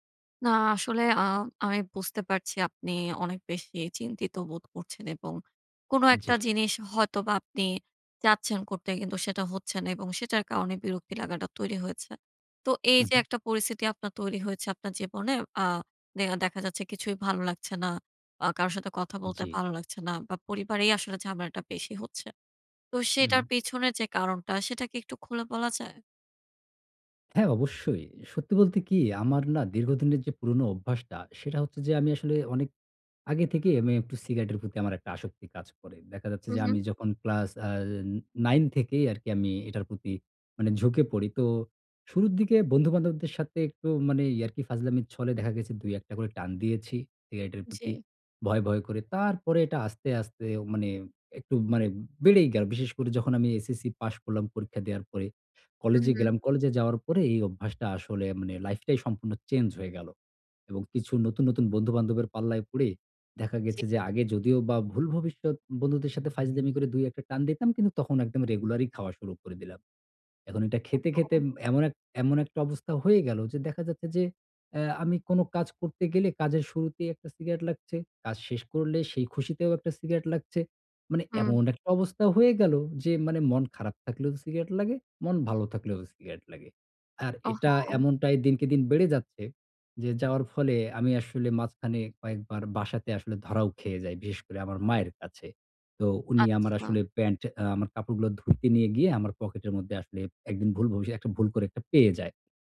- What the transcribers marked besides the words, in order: none
- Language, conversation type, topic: Bengali, advice, আমি কীভাবে দীর্ঘমেয়াদে পুরোনো খারাপ অভ্যাস বদলাতে পারি?